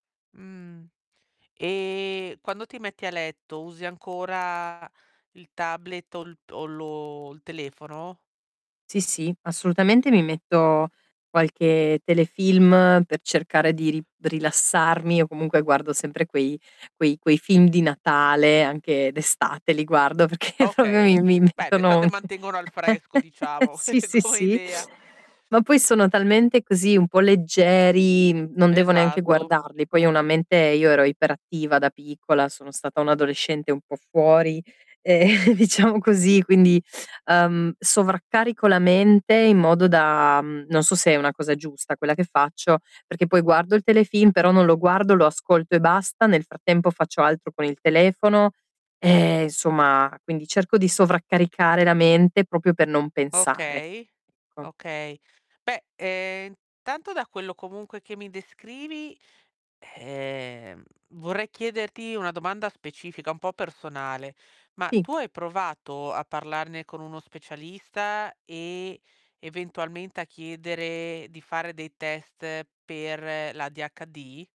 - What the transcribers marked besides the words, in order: distorted speech; laughing while speaking: "perché"; "proprio" said as "propio"; tapping; chuckle; chuckle; other background noise; laughing while speaking: "ehm"; "proprio" said as "propio"; "Sì" said as "tì"
- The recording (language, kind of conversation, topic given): Italian, advice, Come posso calmare i pensieri e l’ansia la sera?